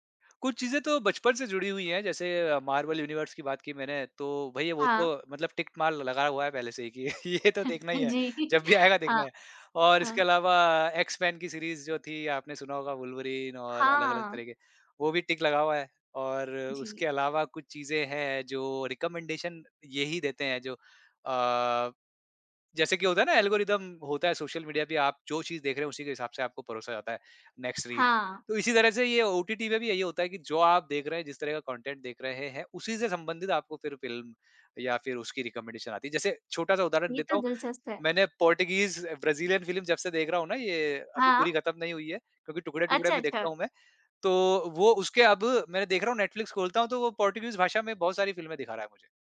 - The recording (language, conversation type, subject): Hindi, podcast, ओटीटी पर आप क्या देखना पसंद करते हैं और उसे कैसे चुनते हैं?
- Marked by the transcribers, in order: tapping; in English: "टिक मार्क"; laughing while speaking: "कि ये तो देखना ही है"; chuckle; laughing while speaking: "जी"; in English: "टिक"; in English: "रिकमेंडेशन"; in English: "नेक्स्ट"; in English: "कंटेंट"; in English: "रिकमेंडेशन"